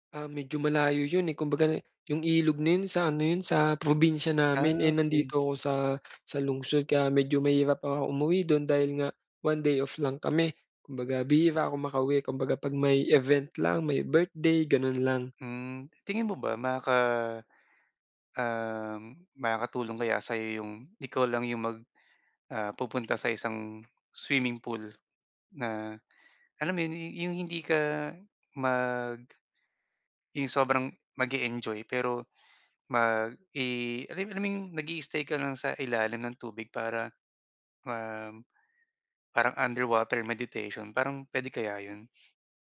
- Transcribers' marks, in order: none
- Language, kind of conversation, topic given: Filipino, advice, Paano ko muling mahahanap at mapapanatili ang motibasyon na magpatuloy sa pinagsisikapan ko?